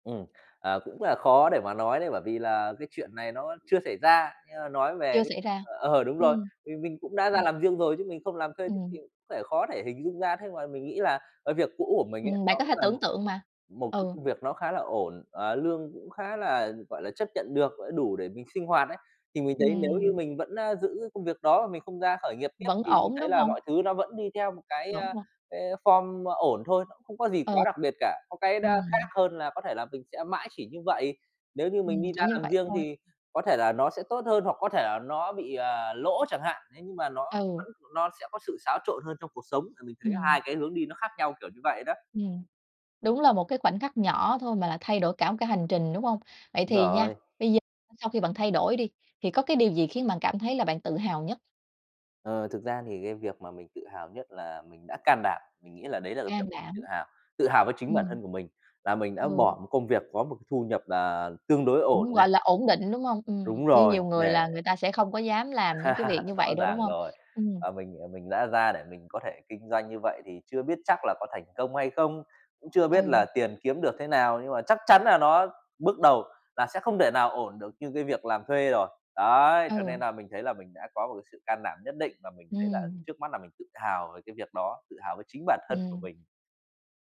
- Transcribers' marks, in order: unintelligible speech; unintelligible speech; in English: "form"; tapping; laugh
- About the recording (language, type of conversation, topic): Vietnamese, podcast, Bạn có thể kể về một khoảnh khắc đã thay đổi sự nghiệp của mình không?